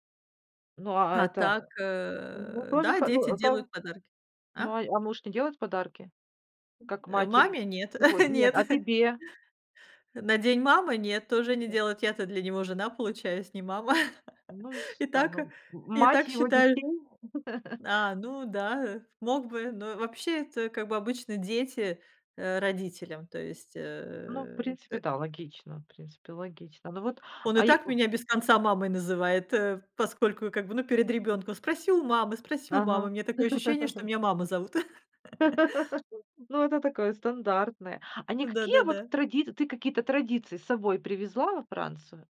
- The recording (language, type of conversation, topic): Russian, podcast, Как миграция повлияла на семейные праздники и обычаи?
- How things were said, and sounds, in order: laughing while speaking: "нет"; laughing while speaking: "мама"; chuckle; chuckle; other background noise